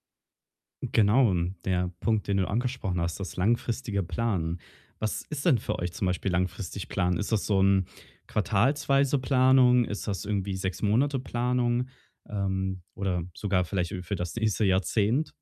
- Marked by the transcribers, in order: other background noise
- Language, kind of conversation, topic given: German, advice, Wie kann ich die Finanzen meines Start-ups besser planen und kontrollieren?